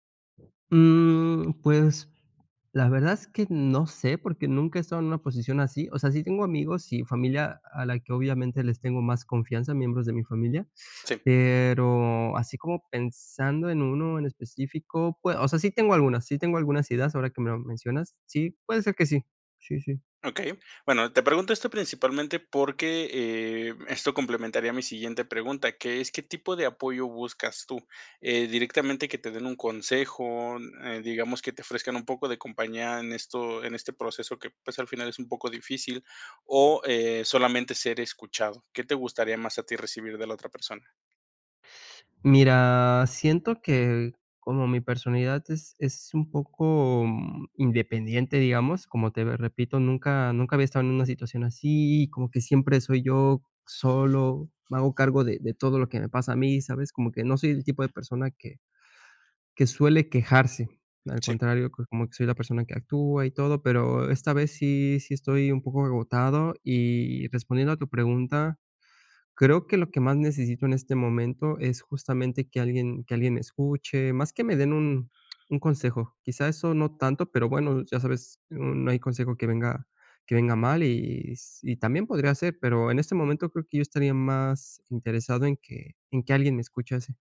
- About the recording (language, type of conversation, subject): Spanish, advice, ¿Cómo puedo pedir apoyo emocional sin sentirme juzgado?
- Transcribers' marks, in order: drawn out: "Mira"; other background noise